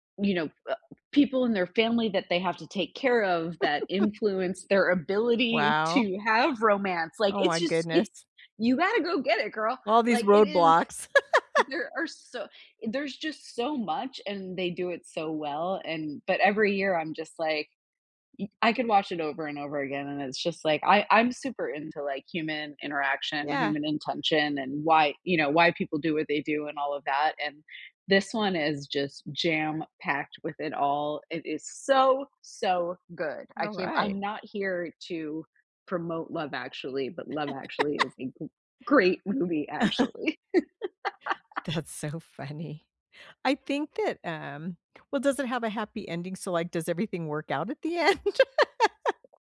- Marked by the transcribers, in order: chuckle; laugh; laugh; chuckle; laughing while speaking: "That's so funny"; laughing while speaking: "end?"; laugh
- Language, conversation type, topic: English, unstructured, What is your favorite holiday movie or song, and why?